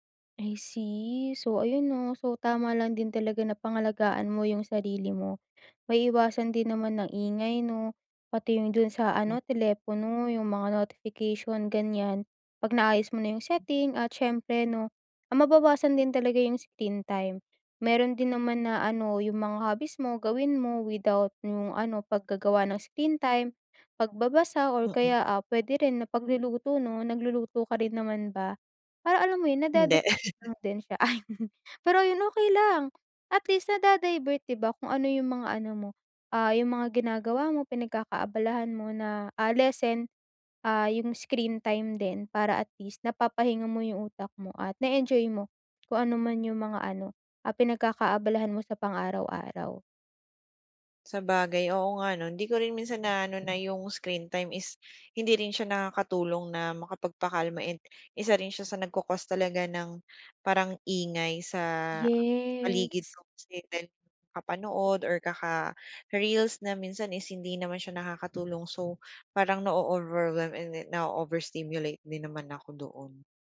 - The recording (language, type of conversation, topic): Filipino, advice, Paano ko mababawasan ang pagiging labis na sensitibo sa ingay at sa madalas na paggamit ng telepono?
- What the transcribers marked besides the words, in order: tapping; chuckle